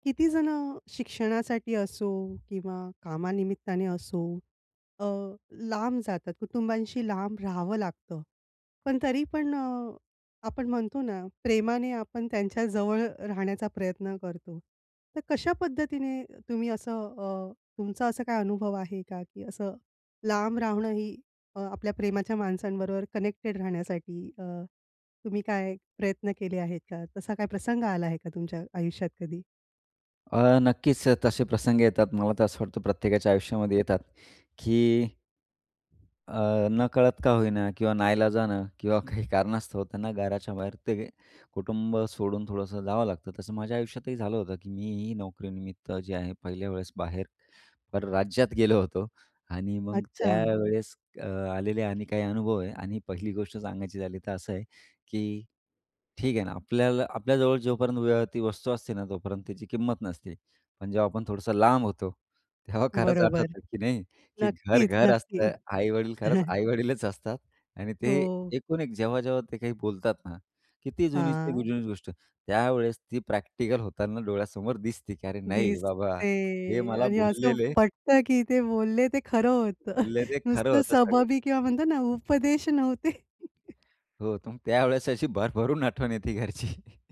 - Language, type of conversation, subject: Marathi, podcast, लांब राहूनही कुटुंबाशी प्रेम जपण्यासाठी काय कराल?
- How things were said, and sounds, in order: other background noise; in English: "कनेक्टेड"; tapping; background speech; laughing while speaking: "तेव्हा खरंच आठवतं"; laughing while speaking: "खरंच आई-वडीलच असतात"; chuckle; drawn out: "दिसते"; chuckle; laughing while speaking: "उपदेश नव्हते"; chuckle; chuckle